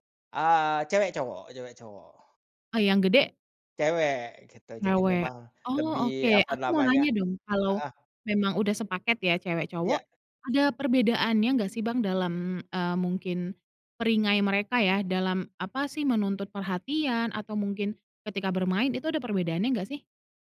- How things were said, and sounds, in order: "perangai" said as "peringai"
- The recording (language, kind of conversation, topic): Indonesian, podcast, Bagaimana cara mendorong anak-anak agar lebih kreatif lewat permainan?